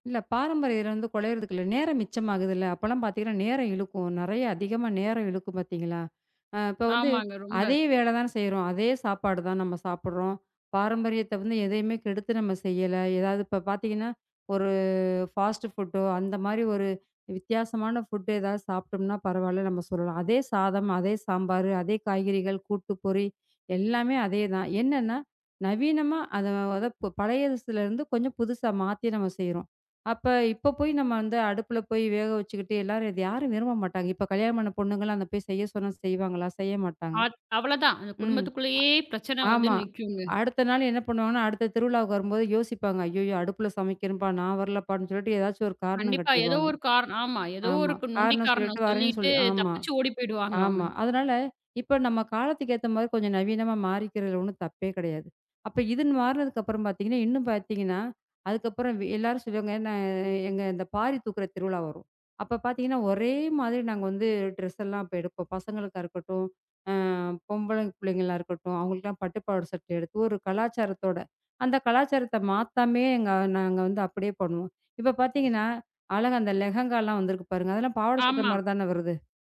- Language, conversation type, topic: Tamil, podcast, மரபுகளையும் நவீனத்தையும் எப்படி சமநிலைப்படுத்துவீர்கள்?
- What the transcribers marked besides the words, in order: other background noise; unintelligible speech; in English: "ஃபாஸ்ட் ஃபுட்டோ"; in English: "ஃபுட்"; in English: "ட்ரெஸ்"; in Hindi: "லெஹங்காலாம்"